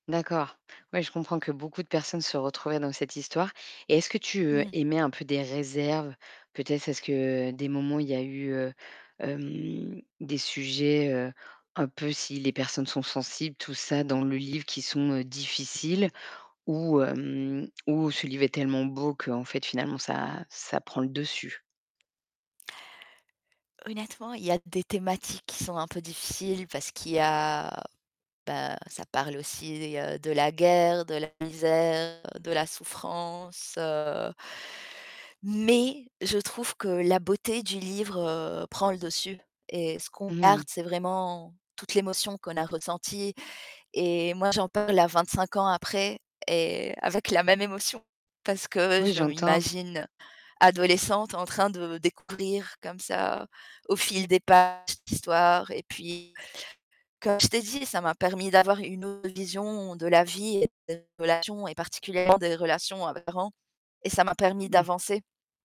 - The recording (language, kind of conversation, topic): French, podcast, Quel livre ou quel film t’a le plus bouleversé, et pourquoi ?
- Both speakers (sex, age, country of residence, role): female, 35-39, France, guest; female, 40-44, France, host
- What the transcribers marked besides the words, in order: other background noise; distorted speech; tapping